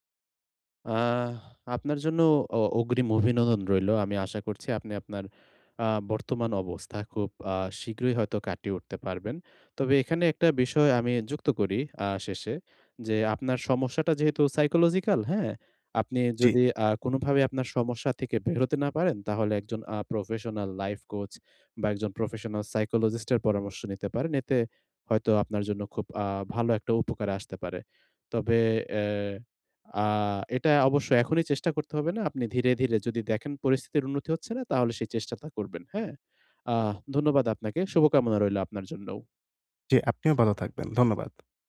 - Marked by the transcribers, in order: tapping; in English: "psychological"; in English: "professional life coach"; in English: "professional psychologist"; "ভালো" said as "বালো"
- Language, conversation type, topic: Bengali, advice, আপনি উদ্বিগ্ন হলে কীভাবে দ্রুত মনোযোগ ফিরিয়ে আনতে পারেন?